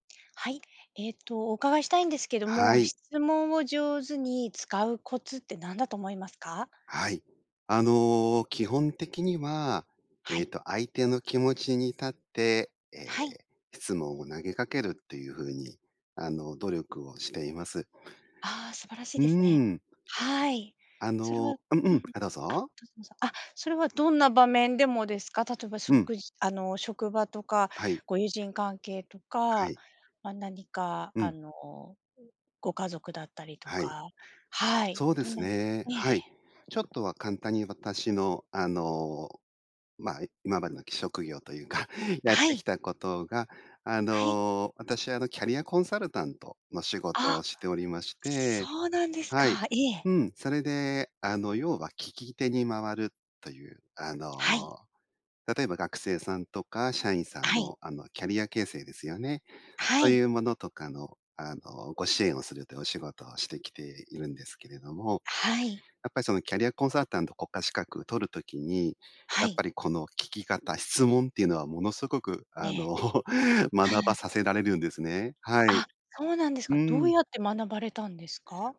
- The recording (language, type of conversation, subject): Japanese, podcast, 質問をうまく活用するコツは何だと思いますか？
- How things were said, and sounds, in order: tapping; laughing while speaking: "あの"; chuckle